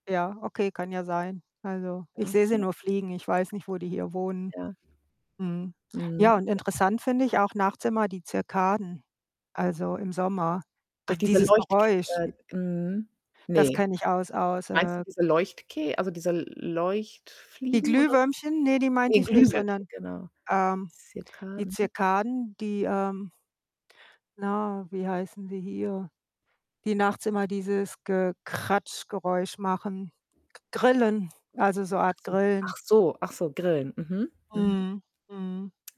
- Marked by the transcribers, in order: other background noise; distorted speech; unintelligible speech; "Zikaden" said as "Zirkaden"; "Zikaden" said as "Zirkaden"
- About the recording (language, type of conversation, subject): German, unstructured, Was überrascht dich an der Tierwelt in deiner Gegend am meisten?